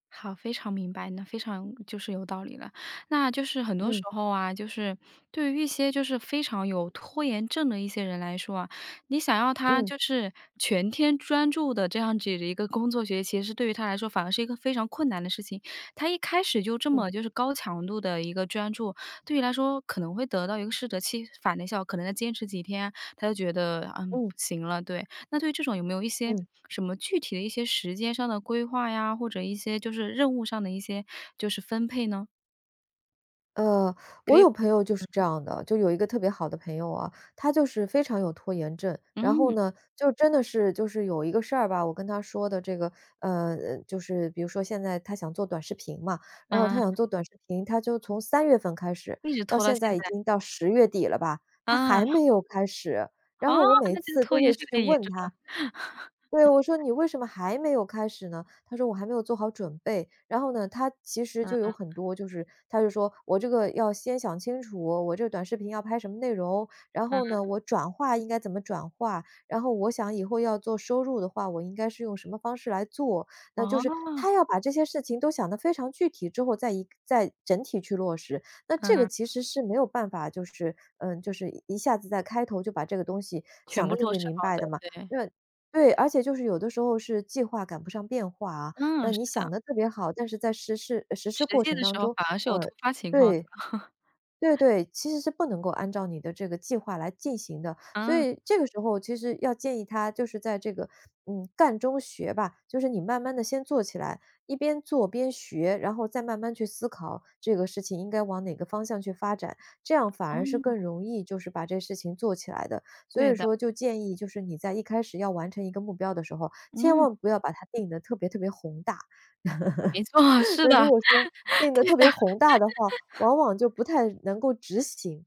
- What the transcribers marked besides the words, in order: laugh; laugh; other background noise; laughing while speaking: "错，是的，对的"; laugh
- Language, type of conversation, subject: Chinese, podcast, 你会怎样克服拖延并按计划学习？